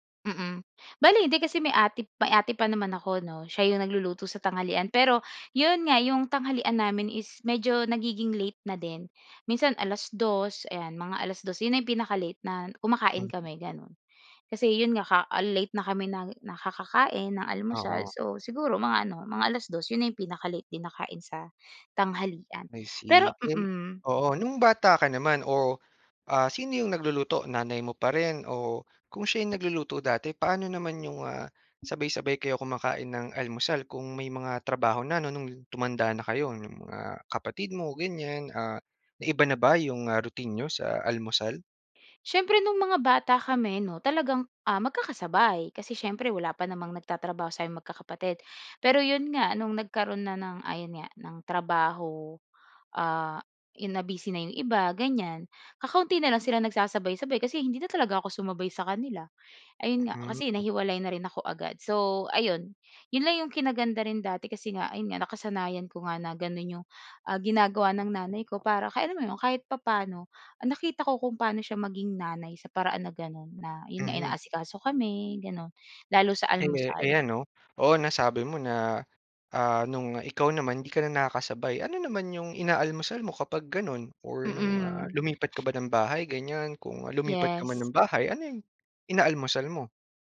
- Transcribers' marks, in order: tapping
- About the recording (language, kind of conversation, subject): Filipino, podcast, Ano ang karaniwang almusal ninyo sa bahay?